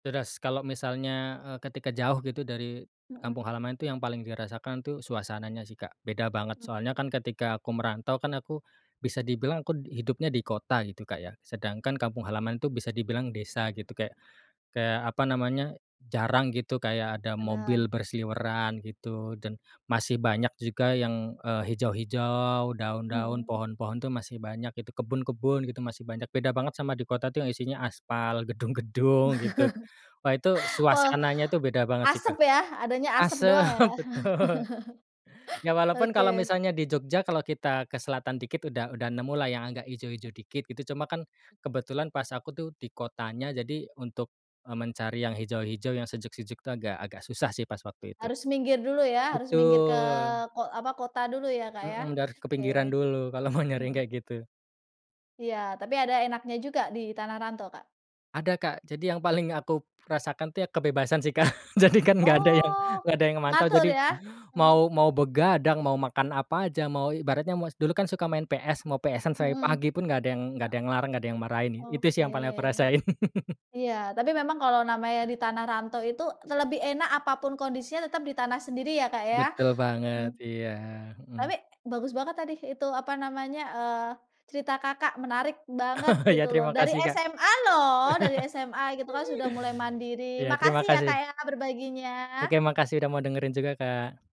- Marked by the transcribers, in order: laugh; laughing while speaking: "betul"; laugh; drawn out: "Betul"; laughing while speaking: "mau"; laughing while speaking: "Jadi, kan, nggak ada yang"; laugh; inhale; stressed: "banget"; laugh; laugh
- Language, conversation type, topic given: Indonesian, podcast, Pernahkah kamu pindah dan tinggal sendiri untuk pertama kalinya, dan bagaimana rasanya?